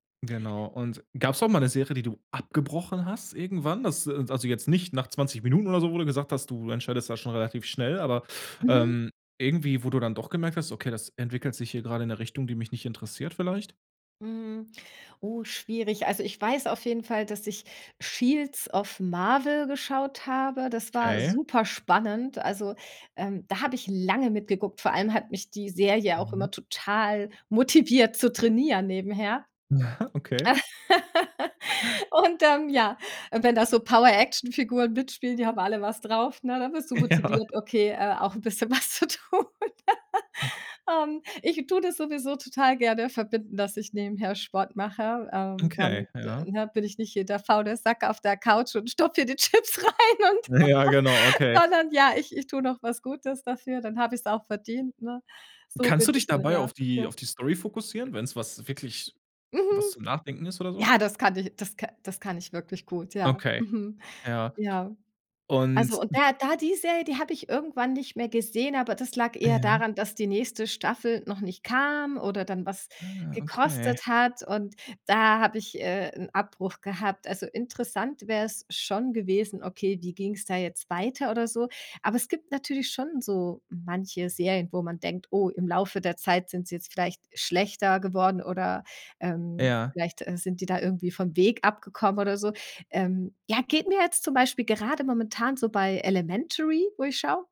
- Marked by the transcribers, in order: stressed: "super"; laugh; chuckle; laughing while speaking: "Ja"; laughing while speaking: "bisschen was zu tun"; laugh; other noise; laughing while speaking: "die Chips rein und sondern"
- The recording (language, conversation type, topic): German, podcast, Was macht eine Serie binge-würdig?